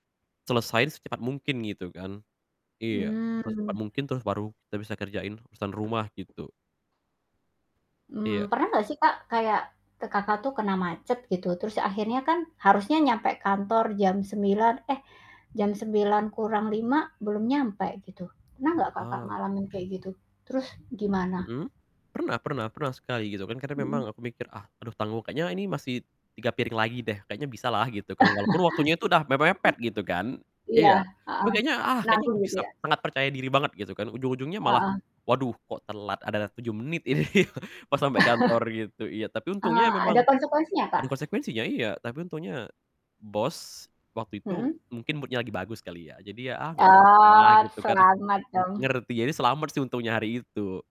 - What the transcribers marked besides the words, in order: tapping; chuckle; chuckle; laughing while speaking: "ini"; chuckle; in English: "mood-nya"; other background noise
- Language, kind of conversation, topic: Indonesian, podcast, Bagaimana kamu mengatur waktu antara pekerjaan dan urusan rumah tangga?